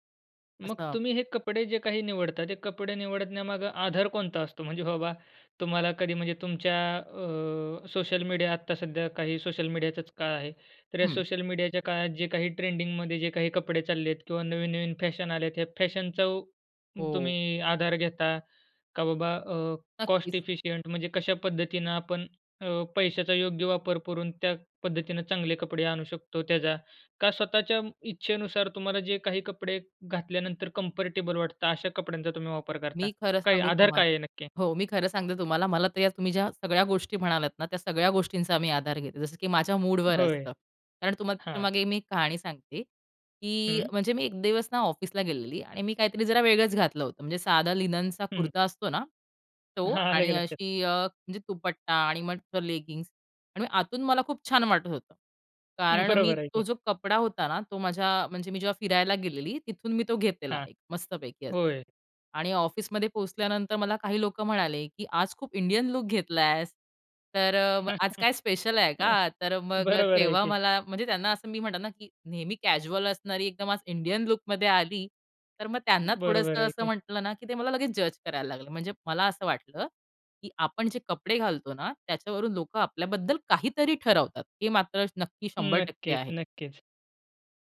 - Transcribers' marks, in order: in English: "कॉस्ट एफिशिएंट"; in English: "कंफर्टेबल"; tapping; laughing while speaking: "आलं की लक्षात"; in English: "लिननचा"; in English: "लेगिंग्स"; chuckle; in English: "कॅज्युअल"; in English: "जज"
- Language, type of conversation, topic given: Marathi, podcast, कपड्यांमधून तू स्वतःला कसं मांडतोस?